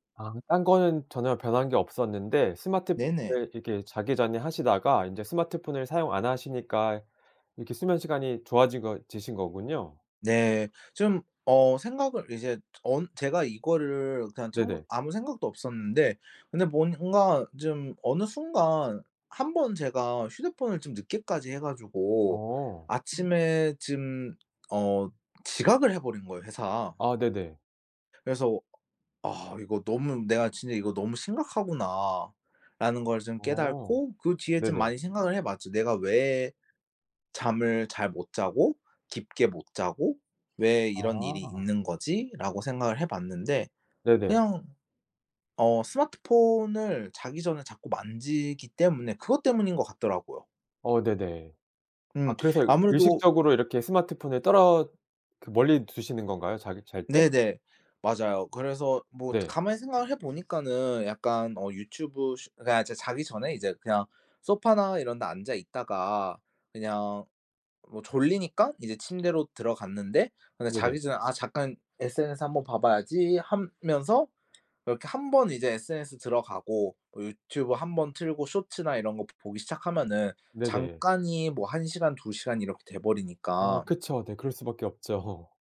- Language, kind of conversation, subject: Korean, podcast, 잠을 잘 자려면 어떤 습관을 지키면 좋을까요?
- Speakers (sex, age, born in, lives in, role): male, 25-29, South Korea, Japan, guest; male, 40-44, South Korea, South Korea, host
- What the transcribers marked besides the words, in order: laughing while speaking: "없죠"